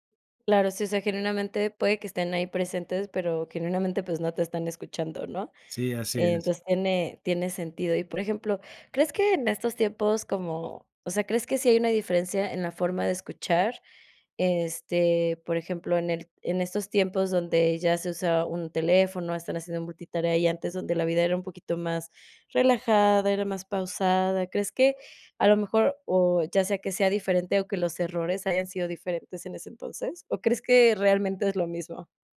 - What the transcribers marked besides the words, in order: none
- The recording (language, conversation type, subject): Spanish, podcast, ¿Cuáles son los errores más comunes al escuchar a otras personas?